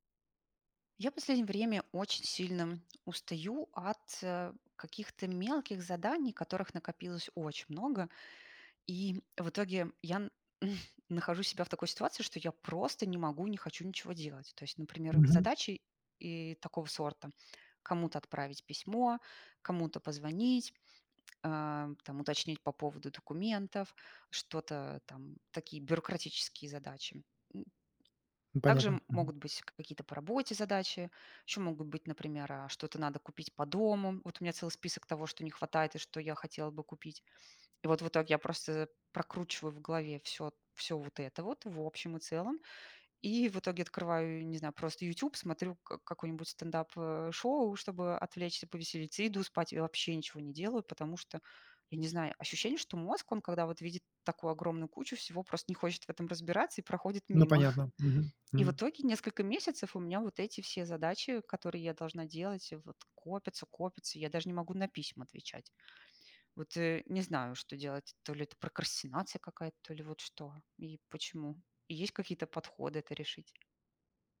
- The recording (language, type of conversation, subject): Russian, advice, Как эффективно группировать множество мелких задач, чтобы не перегружаться?
- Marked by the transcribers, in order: chuckle; chuckle; tapping